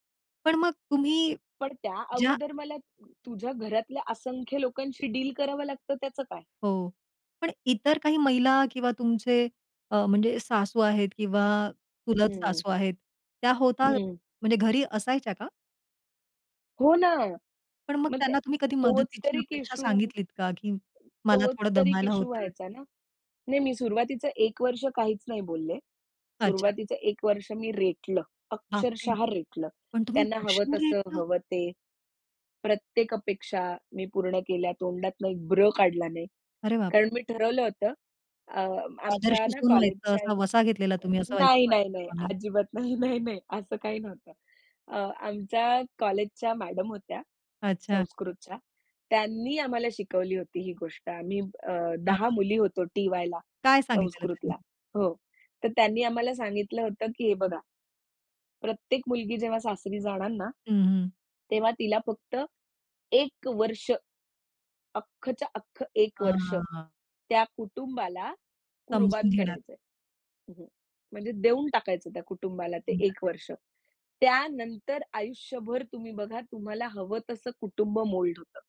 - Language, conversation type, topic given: Marathi, podcast, कुटुंबाच्या अपेक्षांना सामोरे जाताना तू काय करशील?
- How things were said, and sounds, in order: other background noise; tapping; surprised: "बापरे! पण तुम्ही वर्षभर रेटलं?"; unintelligible speech; laughing while speaking: "नाही, नाही, नाही असं काही नव्हतं"; chuckle; unintelligible speech; in English: "मोल्ड"